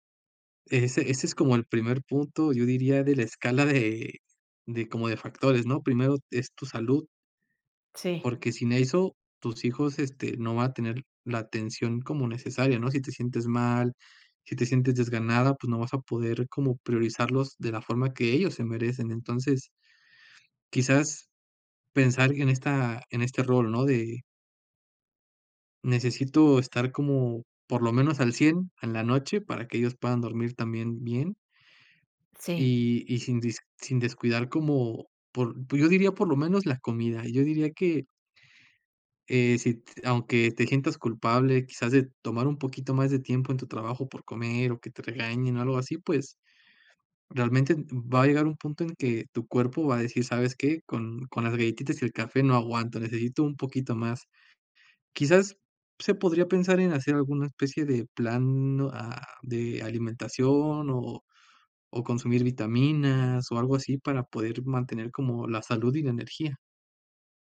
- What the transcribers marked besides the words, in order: other background noise
- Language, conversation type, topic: Spanish, advice, ¿Cómo has descuidado tu salud al priorizar el trabajo o cuidar a otros?